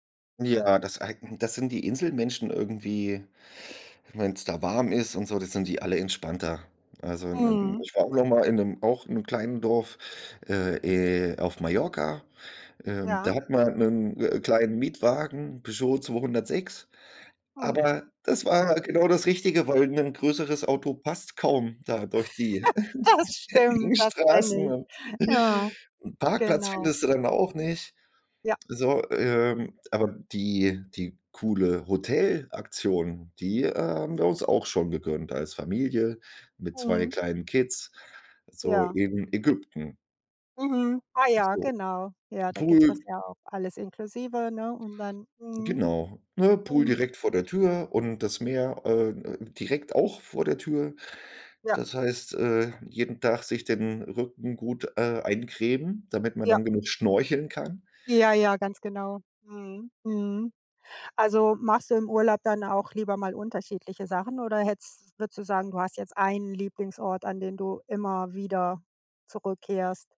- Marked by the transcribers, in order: snort; laughing while speaking: "Das"; chuckle; laughing while speaking: "engen"; other background noise
- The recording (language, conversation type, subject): German, unstructured, Wohin reist du am liebsten, wenn du Urlaub hast?